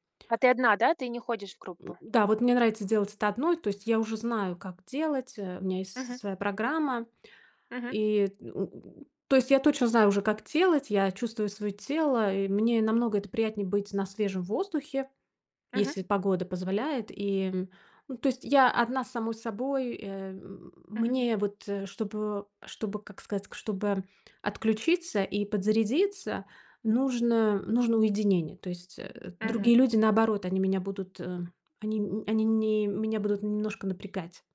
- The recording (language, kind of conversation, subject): Russian, podcast, Что помогает тебе расслабиться после тяжёлого дня?
- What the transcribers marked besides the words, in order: grunt; tapping; grunt